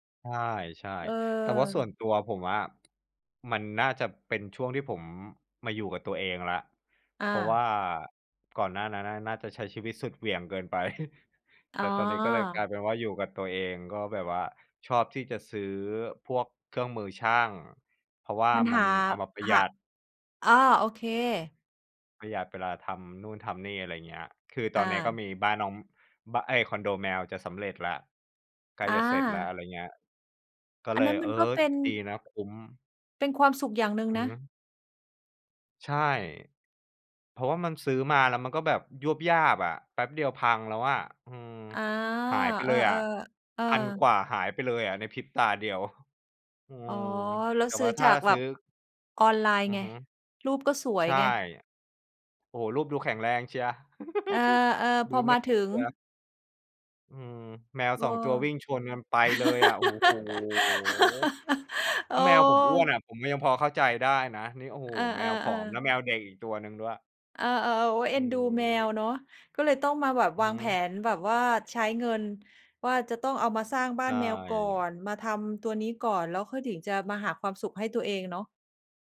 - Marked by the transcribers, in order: other background noise; chuckle; laugh; laugh
- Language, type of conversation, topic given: Thai, unstructured, ทำไมคนเรามักชอบใช้เงินกับสิ่งที่ทำให้ตัวเองมีความสุข?